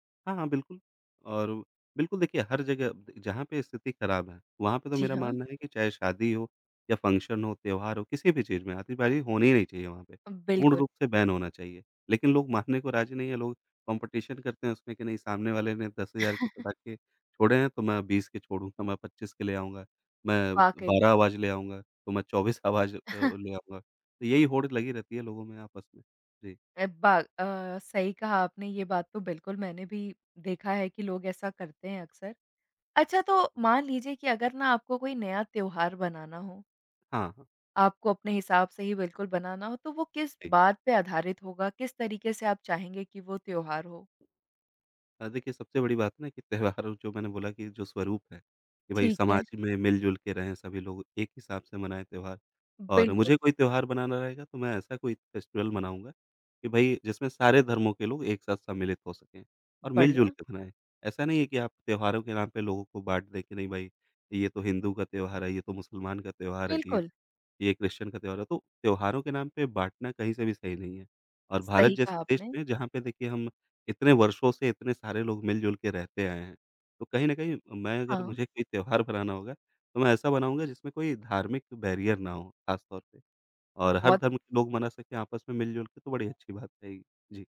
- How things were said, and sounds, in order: in English: "बैन"; in English: "कॉम्पिटिशन"; chuckle; chuckle; tapping; other noise; in English: "फेस्टिवल"; in English: "बैरियर"
- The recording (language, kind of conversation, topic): Hindi, podcast, कौन-सा त्योहार आपको सबसे ज़्यादा भावनात्मक रूप से जुड़ा हुआ लगता है?